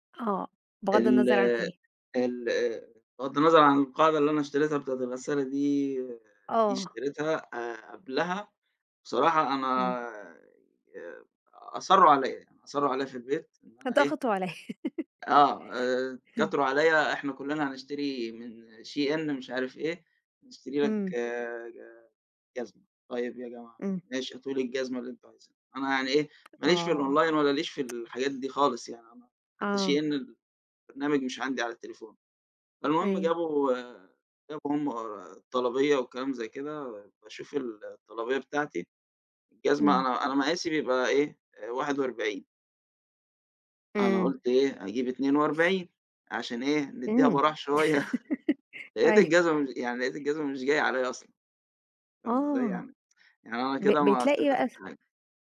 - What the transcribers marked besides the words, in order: laughing while speaking: "ضغطوا علي"; laugh; tapping; in English: "الأونلاين"; laugh; chuckle; laughing while speaking: "أيوه"; tsk
- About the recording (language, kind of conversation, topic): Arabic, podcast, بتفضل تشتري أونلاين ولا من السوق؟ وليه؟